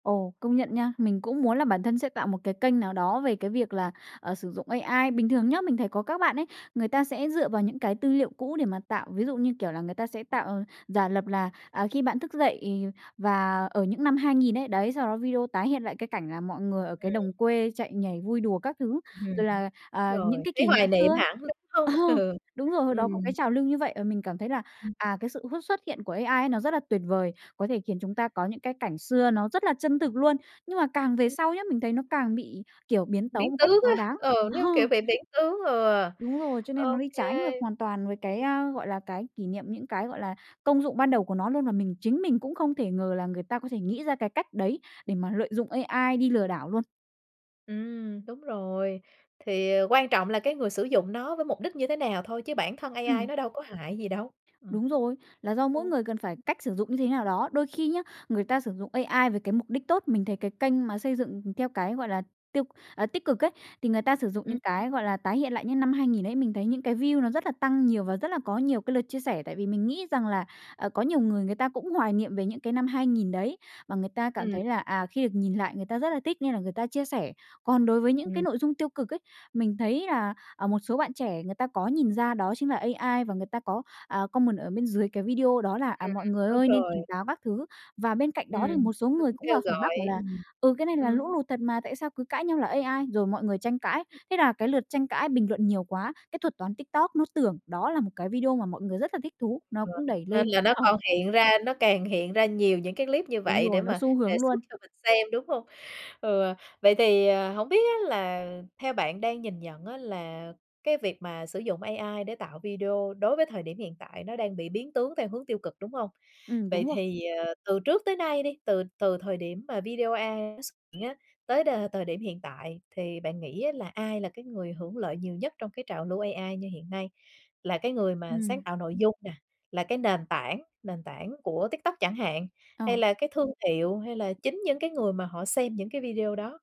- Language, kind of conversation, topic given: Vietnamese, podcast, Bạn nghĩ sao về các trào lưu trên mạng xã hội gần đây?
- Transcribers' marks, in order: laughing while speaking: "Ờ"; laugh; other background noise; laughing while speaking: "Ờ"; in English: "view"; in English: "comment"